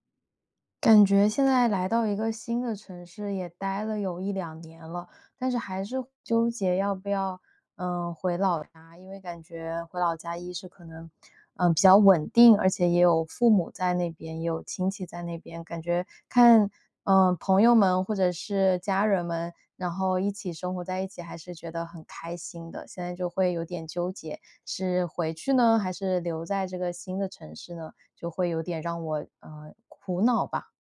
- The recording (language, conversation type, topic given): Chinese, advice, 我该回老家还是留在新城市生活？
- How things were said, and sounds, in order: none